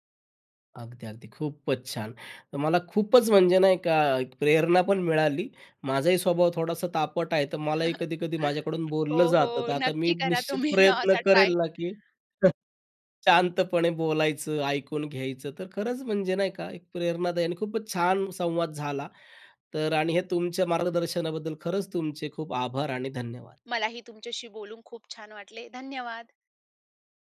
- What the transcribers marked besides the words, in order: chuckle; tapping; laughing while speaking: "तुम्ही असा ट्राय"; chuckle
- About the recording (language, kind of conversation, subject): Marathi, podcast, नातं सुधारायला कारणीभूत ठरलेलं ते शांतपणे झालेलं बोलणं नेमकं कोणतं होतं?